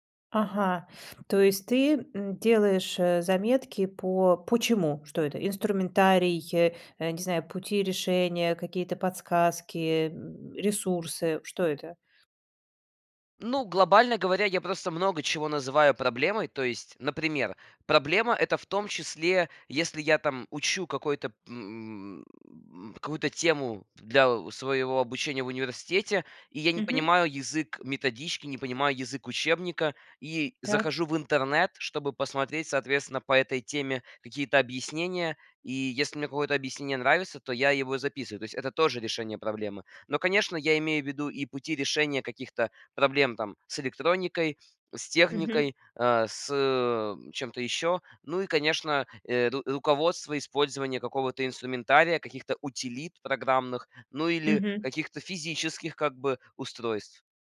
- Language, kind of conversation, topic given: Russian, podcast, Как вы формируете личную библиотеку полезных материалов?
- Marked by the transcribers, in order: tapping